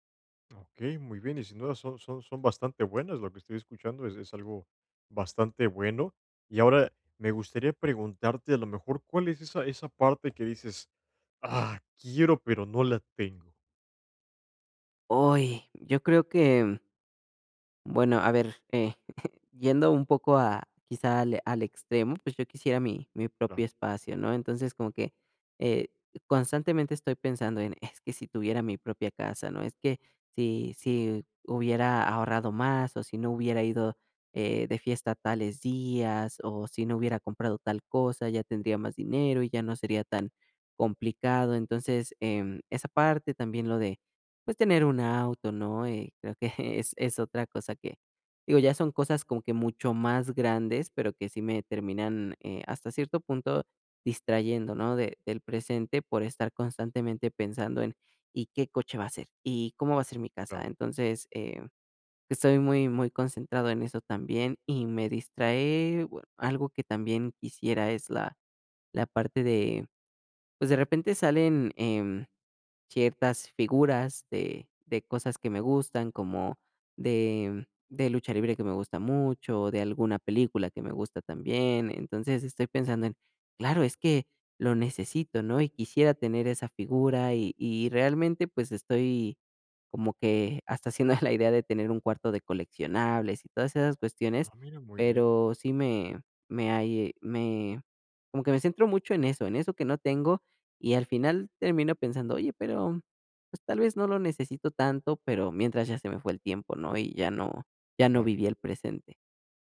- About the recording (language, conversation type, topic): Spanish, advice, ¿Cómo puedo practicar la gratitud a diario y mantenerme presente?
- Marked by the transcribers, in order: chuckle; chuckle; chuckle